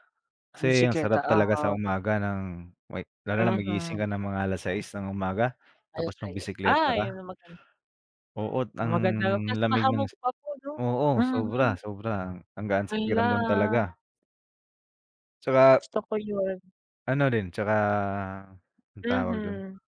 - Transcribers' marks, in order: tapping
- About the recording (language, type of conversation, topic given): Filipino, unstructured, Paano mo pinaplano na gawing masaya ang isang simpleng katapusan ng linggo?
- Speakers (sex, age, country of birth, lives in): male, 25-29, Philippines, Philippines; male, 25-29, Philippines, Philippines